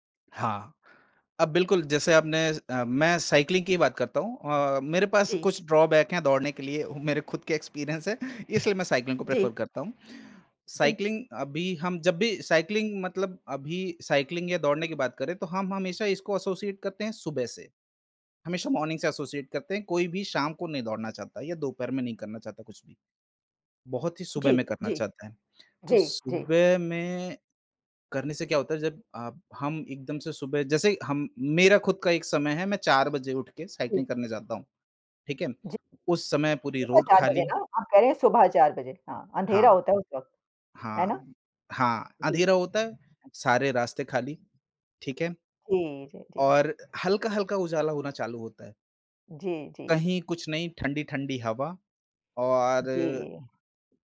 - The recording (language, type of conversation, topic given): Hindi, unstructured, आपकी राय में साइकिल चलाना और दौड़ना—इनमें से अधिक रोमांचक क्या है?
- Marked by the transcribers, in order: in English: "साइकलिंग"; in English: "ड्रॉबैक"; in English: "एक्सपीरियंस"; in English: "साइकलिंग"; in English: "प्रेफर"; in English: "साइकलिंग"; in English: "एसोसिएट"; in English: "मॉर्निंग"; in English: "एसोसिएट"